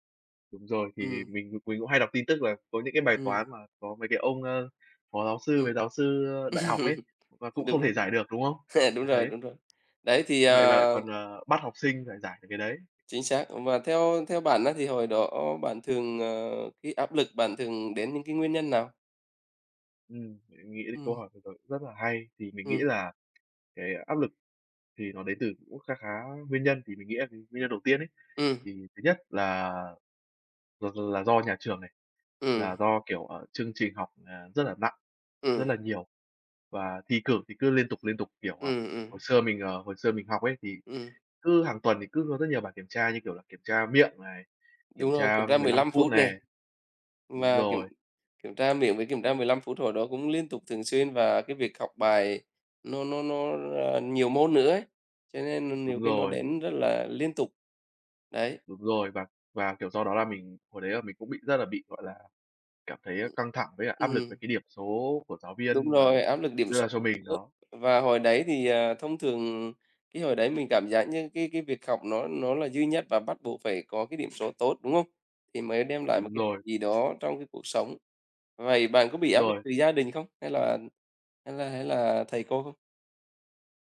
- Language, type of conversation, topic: Vietnamese, unstructured, Bạn nghĩ gì về áp lực học tập hiện nay trong nhà trường?
- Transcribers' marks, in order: laugh; laughing while speaking: "Đấy"; tapping; other background noise